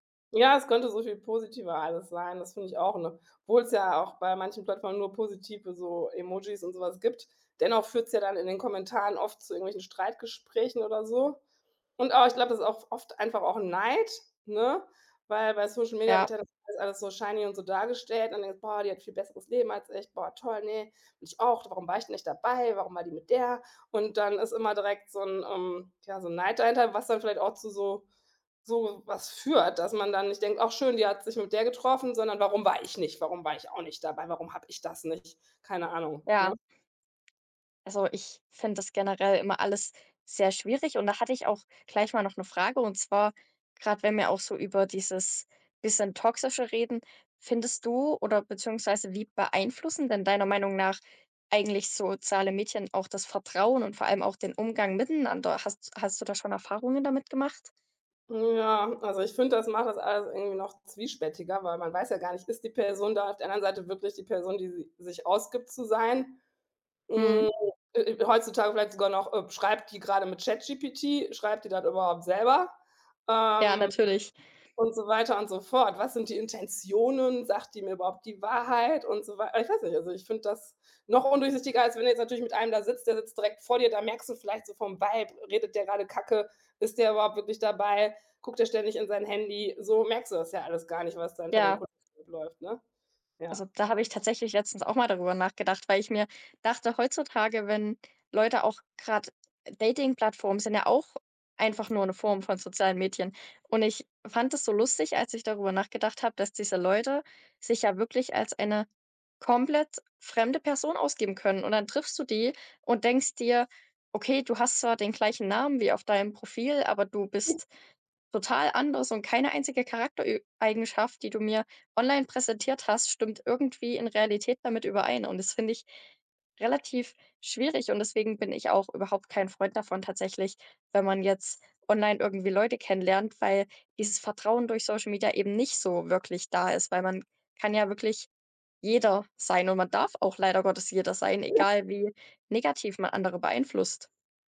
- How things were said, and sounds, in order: in English: "shiny"; put-on voice: "Warum war ich nicht? Warum … ich das nicht?"; tapping; other background noise
- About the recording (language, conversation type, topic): German, unstructured, Wie verändern soziale Medien unsere Gemeinschaft?